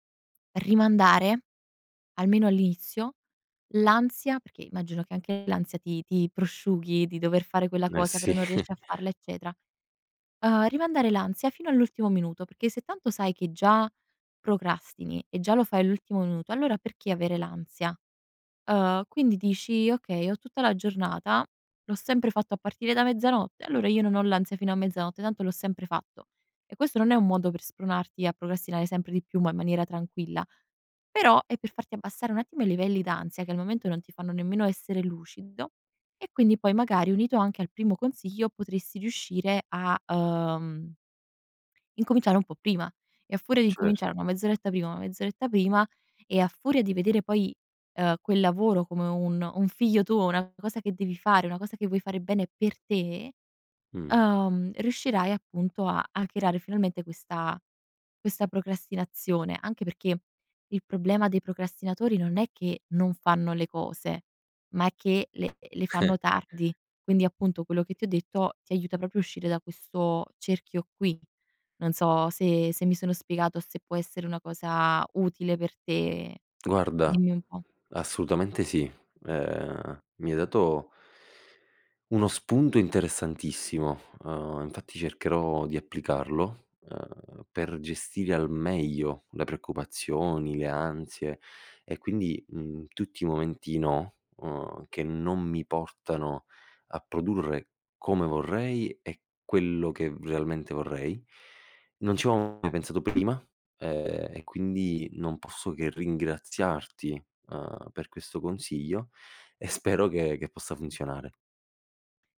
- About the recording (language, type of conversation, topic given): Italian, advice, Come posso smettere di procrastinare su un progetto importante fino all'ultimo momento?
- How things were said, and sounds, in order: laughing while speaking: "sì"; giggle; "lucido" said as "luciddo"; tapping; inhale